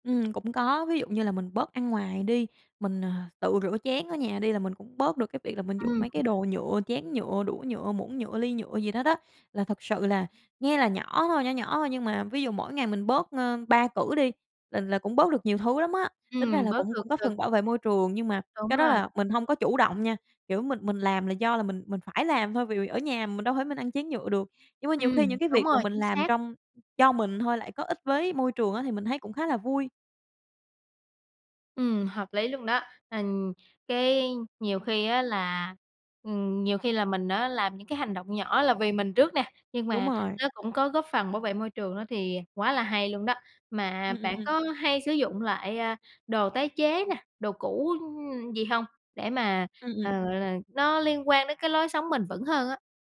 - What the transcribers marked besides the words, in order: tapping; other background noise
- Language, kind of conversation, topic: Vietnamese, podcast, Bạn có lời khuyên nào để sống bền vững hơn mỗi ngày không?